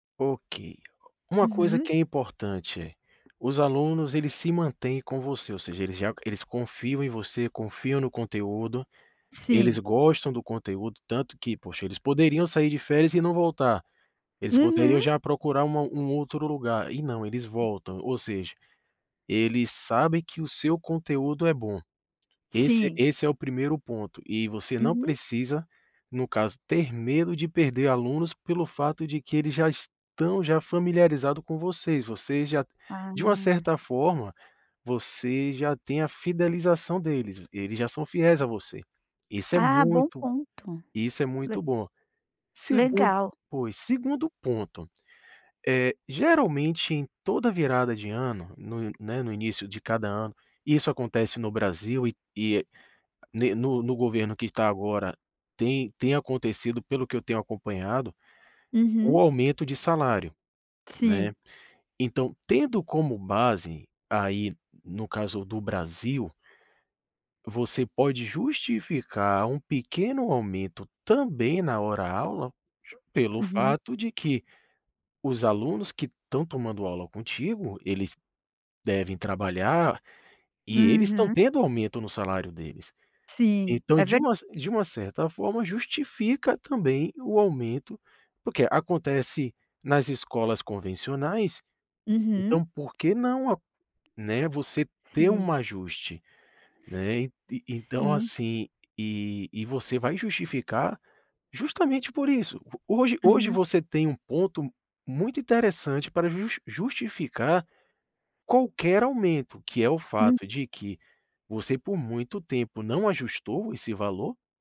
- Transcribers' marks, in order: other noise; tapping
- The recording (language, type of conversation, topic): Portuguese, advice, Como posso pedir um aumento de salário?